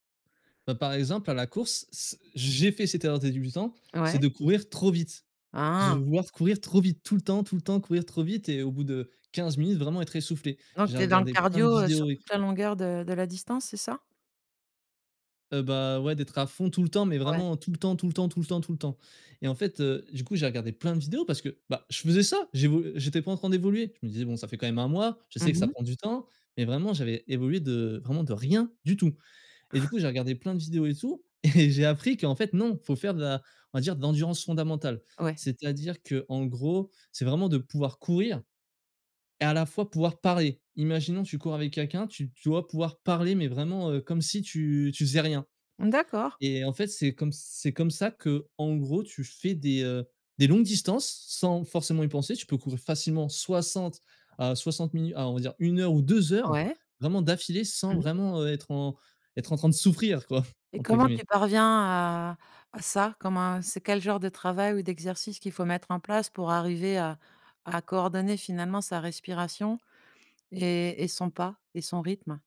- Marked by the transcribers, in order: stressed: "j'ai"; other background noise; stressed: "ça"; chuckle; stressed: "rien"; stressed: "deux heures"
- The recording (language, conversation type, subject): French, podcast, Quels conseils donnerais-tu à quelqu’un qui veut débuter ?